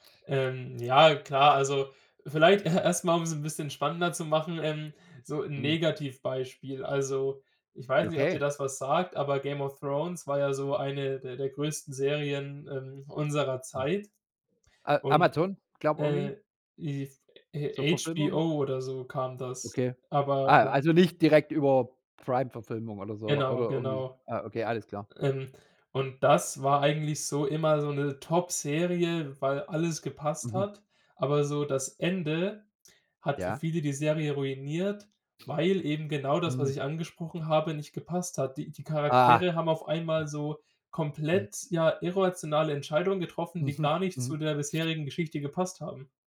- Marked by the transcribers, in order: laughing while speaking: "e erst"; other background noise; in English: "HBO"; stressed: "weil"; other noise
- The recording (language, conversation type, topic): German, podcast, Was macht für dich eine gute Serienfigur aus?